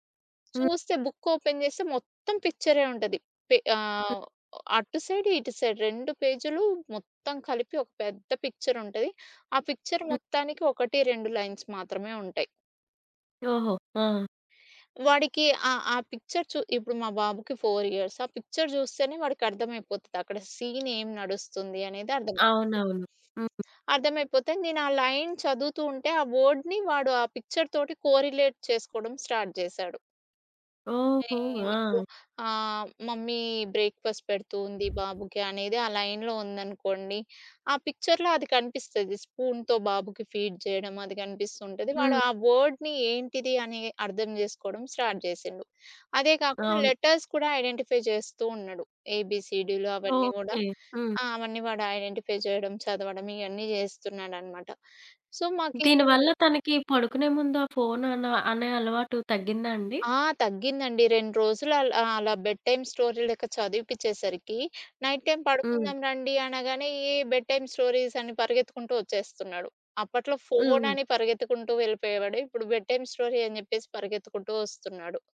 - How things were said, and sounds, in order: in English: "బుక్ ఓపెన్"; in English: "సైడ్"; in English: "సైడ్"; in English: "పిక్చర్"; in English: "లైన్స్"; in English: "పిక్చర్"; in English: "ఫోర్ ఇయర్స్"; in English: "పిక్చర్"; in English: "సీన్"; other background noise; in English: "లైన్"; in English: "వర్డ్‌ని"; in English: "పిక్చర్"; in English: "కోరిలేట్"; in English: "స్టార్ట్"; in English: "మమ్మీ బ్రేక్ఫాస్ట్"; in English: "లైన్‌లో"; in English: "పిక్చర్‌లో"; in English: "స్పూన్‌తో"; in English: "ఫీడ్"; in English: "వర్డ్‌ని"; in English: "స్టార్ట్"; in English: "లెటర్స్"; in English: "ఐడెంటిఫై"; in English: "ఏబీసీడిలు"; in English: "ఐడెంటిఫై"; in English: "సో"; in English: "బెడ్ టైమ్ స్టోరీ"; in English: "నైట్ టైమ్"; in English: "బెడ్ టైమ్ స్టోరీస్"; in English: "బెడ్ టైమ్ స్టోరీ"; tapping
- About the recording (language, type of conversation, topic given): Telugu, podcast, రాత్రి బాగా నిద్రపోవడానికి మీ రొటీన్ ఏమిటి?